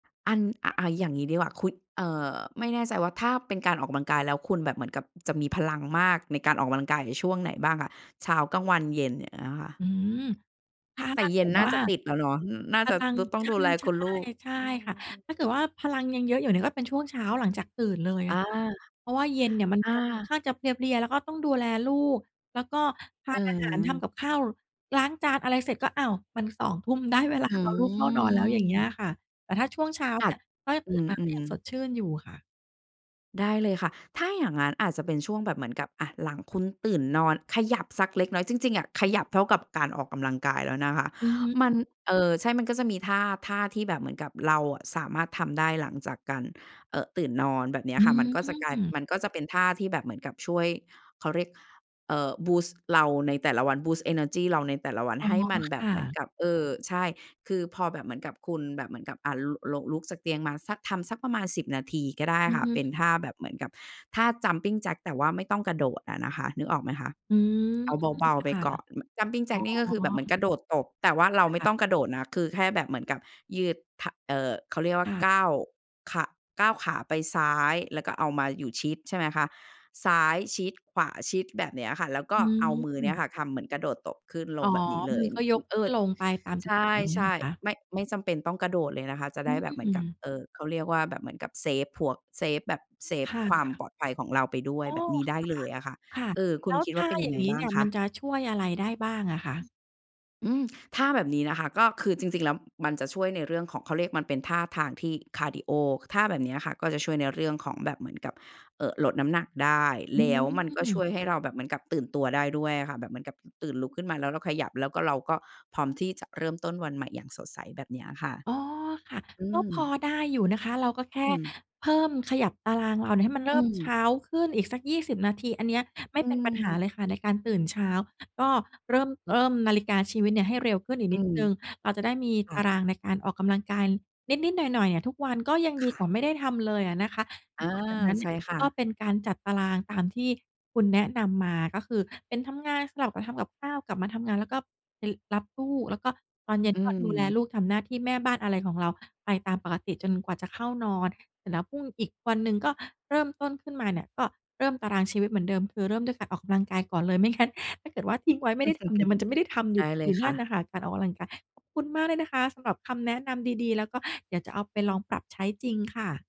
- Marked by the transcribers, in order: in English: "บูสต์"; in English: "บูสต์ เอเนอร์จี"; laughing while speaking: "งั้น"; chuckle
- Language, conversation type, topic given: Thai, advice, คุณไม่มีตารางประจำวันเลยใช่ไหม?